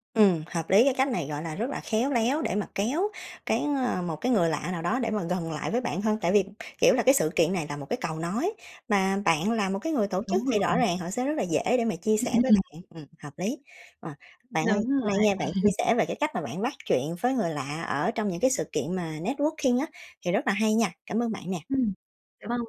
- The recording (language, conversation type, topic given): Vietnamese, podcast, Bạn bắt chuyện với người lạ ở sự kiện kết nối như thế nào?
- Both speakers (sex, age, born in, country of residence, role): female, 25-29, Vietnam, Vietnam, guest; female, 30-34, Vietnam, Vietnam, host
- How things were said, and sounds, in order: other background noise; laugh; tapping; in English: "networking"